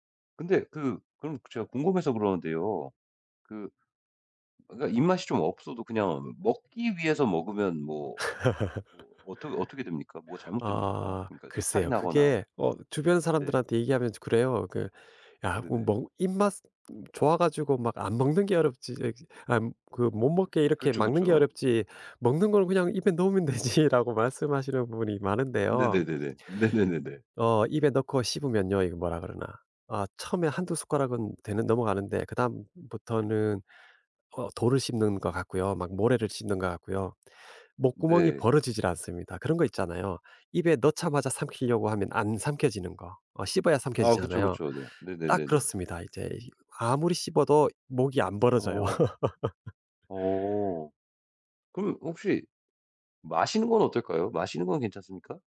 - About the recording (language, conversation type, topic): Korean, advice, 입맛이 없어 식사를 거르는 일이 반복되는 이유는 무엇인가요?
- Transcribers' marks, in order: other background noise; laugh; laughing while speaking: "되지.라고"; laugh